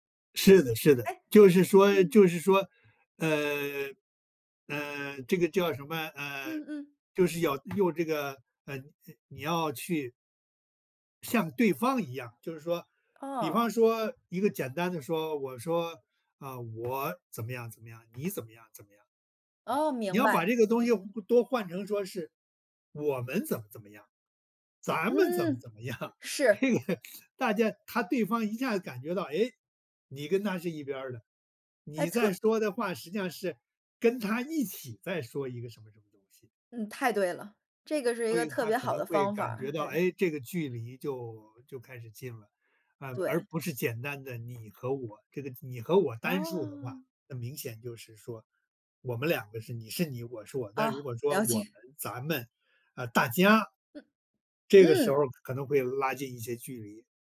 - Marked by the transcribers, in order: other noise; other background noise; tapping; laugh; laughing while speaking: "这个"; laughing while speaking: "解"
- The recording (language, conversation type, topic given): Chinese, podcast, 你如何在对话中创造信任感？